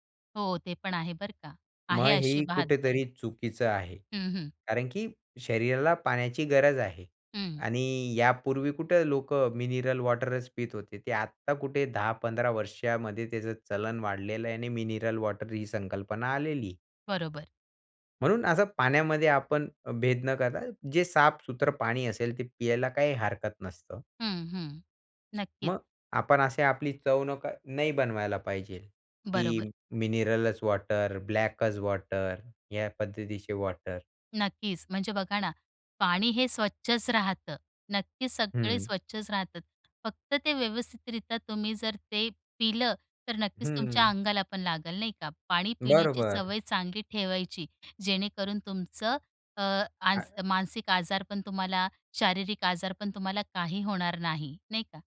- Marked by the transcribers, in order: in English: "मिनरल वॉटरच"; in English: "मिनरल वॉटर"; in Hindi: "साफ"; in English: "मिनरलच वॉटर, ब्लॅकच वॉटर"; in English: "वॉटर"; other background noise; tapping
- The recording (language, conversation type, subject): Marathi, podcast, पाणी पिण्याची सवय चांगली कशी ठेवायची?